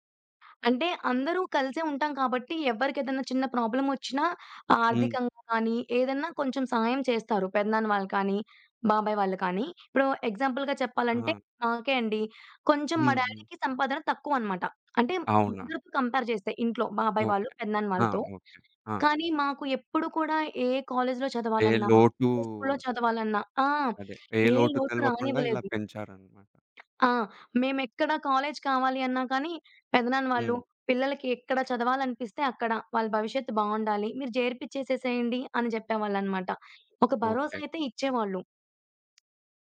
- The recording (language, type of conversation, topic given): Telugu, podcast, కుటుంబ బంధాలను బలపరచడానికి పాటించాల్సిన చిన్న అలవాట్లు ఏమిటి?
- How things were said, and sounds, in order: in English: "ఎగ్జాంపుల్‌గా"; in English: "డ్యాడీకి"; in English: "కంపేర్"; other background noise